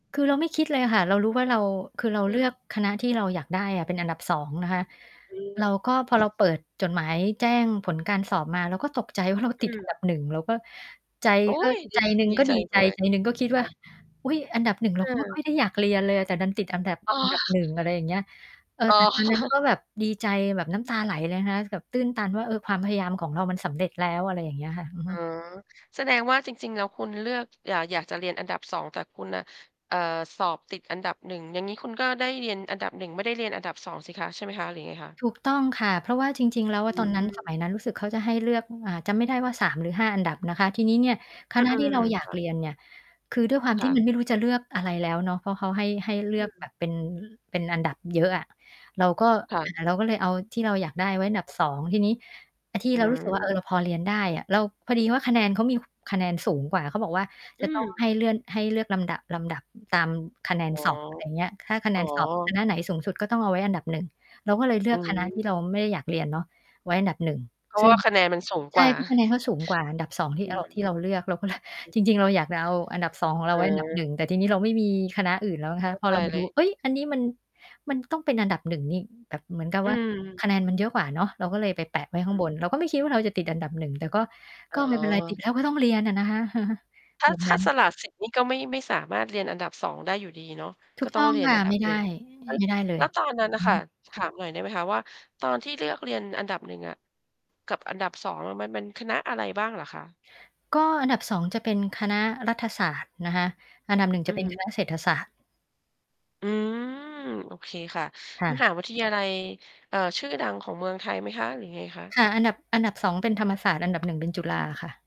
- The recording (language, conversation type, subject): Thai, podcast, คุณมีความทรงจำเกี่ยวกับการสอบครั้งสำคัญอย่างไรบ้าง?
- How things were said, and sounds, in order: static; distorted speech; other background noise; mechanical hum; other street noise; laughing while speaking: "อ๋อ"; chuckle; tapping; chuckle; chuckle